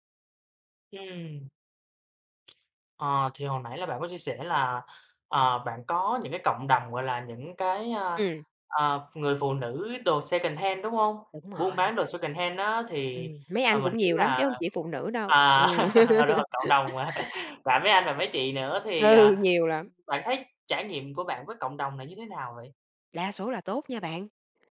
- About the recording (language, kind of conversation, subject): Vietnamese, podcast, Bạn có thể kể về một món đồ đã qua sử dụng khiến bạn nhớ mãi không?
- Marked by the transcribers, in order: tsk; in English: "secondhand"; in English: "secondhand"; laughing while speaking: "à, đúng rồi"; laugh; other background noise; laugh; laughing while speaking: "Ừ"